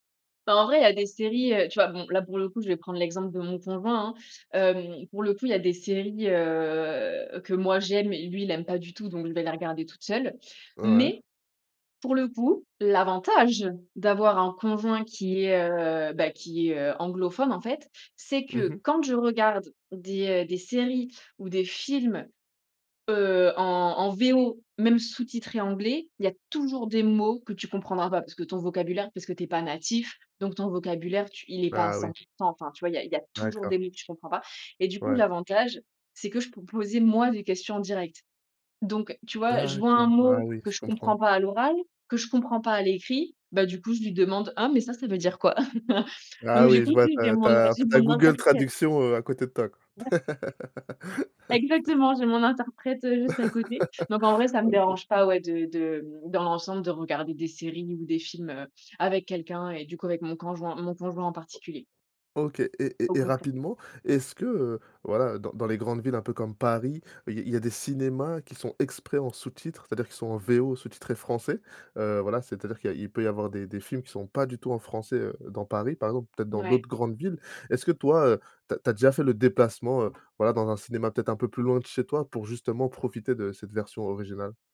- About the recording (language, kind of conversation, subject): French, podcast, Tu regardes les séries étrangères en version originale sous-titrée ou en version doublée ?
- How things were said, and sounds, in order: drawn out: "heu"; stressed: "Mais"; stressed: "l'avantage"; stressed: "VO"; stressed: "toujours"; other background noise; stressed: "toujours"; drawn out: "D'accord !"; laugh; "interprète" said as "interquête"; laugh; laughing while speaking: "OK !"; "coinjoint" said as "canjoint"; tapping